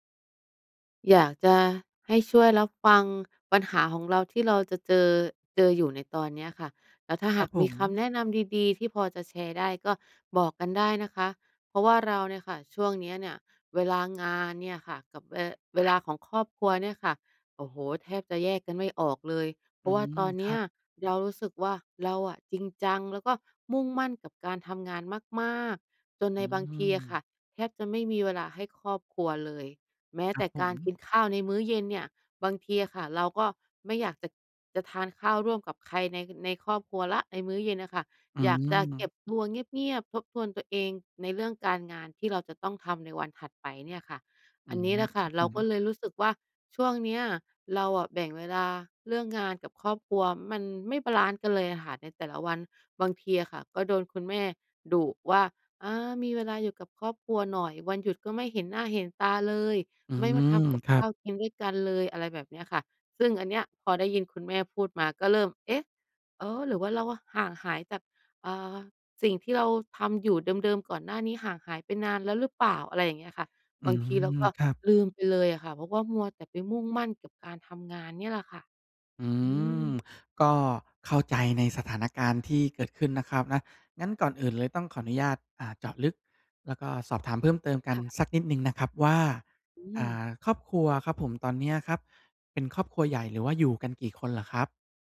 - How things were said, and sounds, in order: other background noise
- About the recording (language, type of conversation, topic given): Thai, advice, ฉันควรแบ่งเวลาให้สมดุลระหว่างงานกับครอบครัวในแต่ละวันอย่างไร?